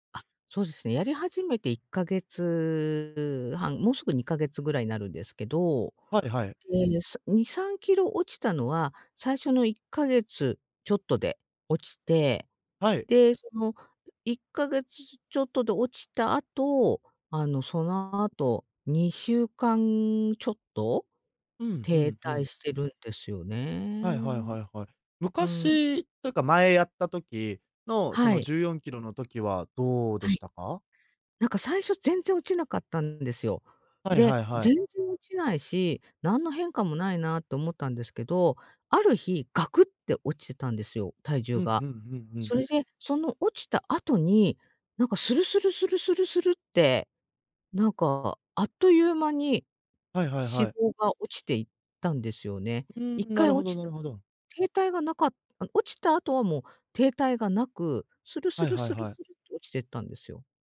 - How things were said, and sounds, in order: other background noise
- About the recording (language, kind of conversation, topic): Japanese, advice, 筋力向上や体重減少が停滞しているのはなぜですか？